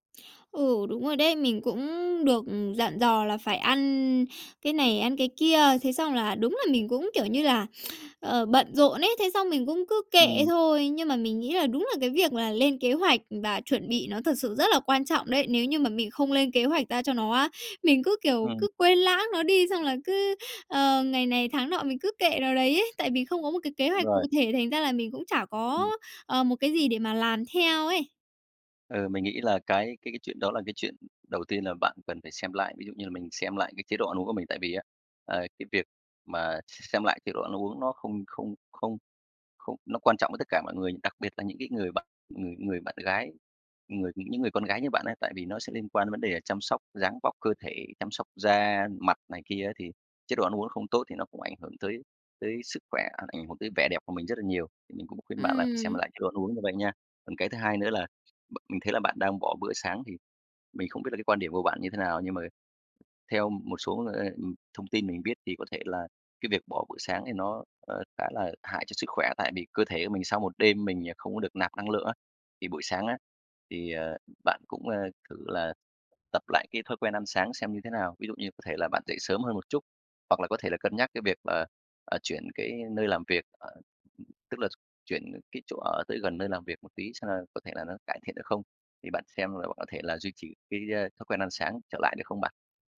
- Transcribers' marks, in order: tapping; other background noise
- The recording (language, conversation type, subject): Vietnamese, advice, Làm thế nào để duy trì thói quen ăn uống lành mạnh mỗi ngày?